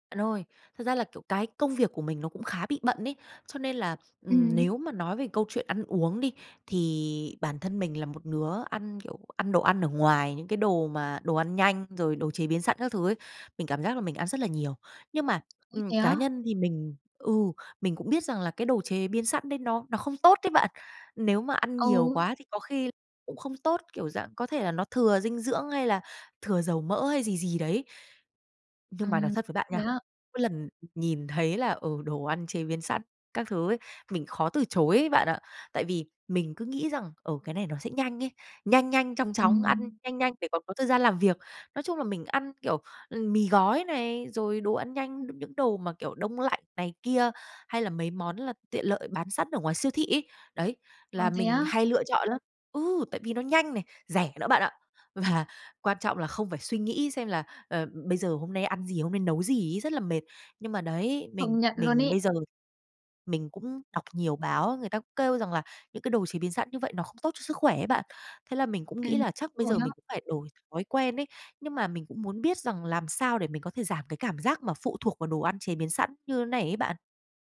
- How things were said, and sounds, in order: tapping; laughing while speaking: "Và"
- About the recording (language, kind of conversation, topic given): Vietnamese, advice, Làm thế nào để kiểm soát thói quen ăn đồ ăn chế biến sẵn khi tôi khó từ chối?